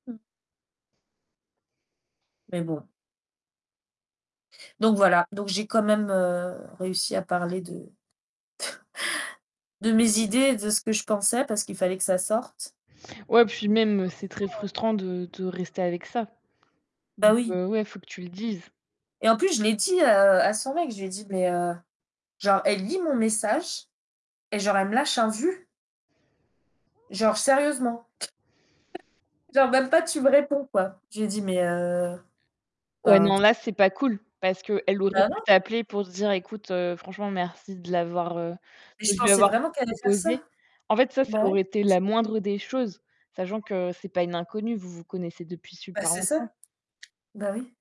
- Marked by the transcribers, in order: distorted speech; mechanical hum; tapping; chuckle; other background noise; chuckle; static
- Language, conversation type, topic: French, unstructured, Faut-il toujours défendre ses idées, même si cela crée des conflits ?